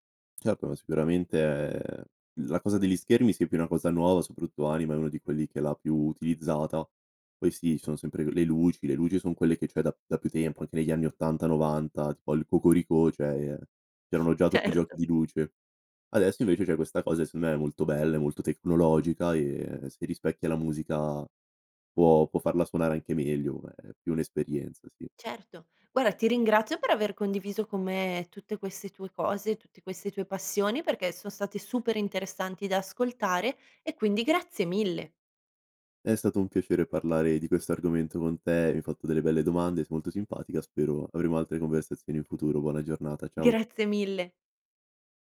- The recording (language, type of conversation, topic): Italian, podcast, Come scegli la nuova musica oggi e quali trucchi usi?
- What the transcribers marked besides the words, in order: tapping; "cioè" said as "ceh"; snort; laughing while speaking: "Certo"; "secondo" said as "seondo"; "Guarda" said as "Guara"